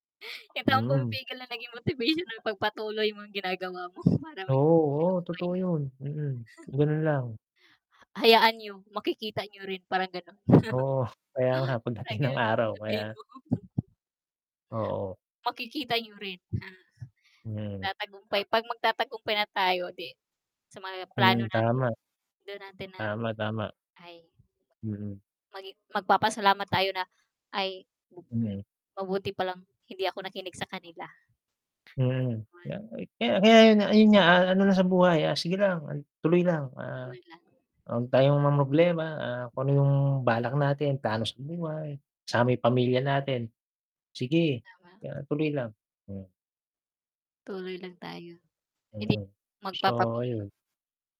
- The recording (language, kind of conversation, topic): Filipino, unstructured, Paano mo hinaharap ang mga taong humahadlang sa mga plano mo?
- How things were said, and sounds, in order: static; wind; laughing while speaking: "mo"; chuckle; tapping; other background noise; chuckle; distorted speech; chuckle; unintelligible speech; mechanical hum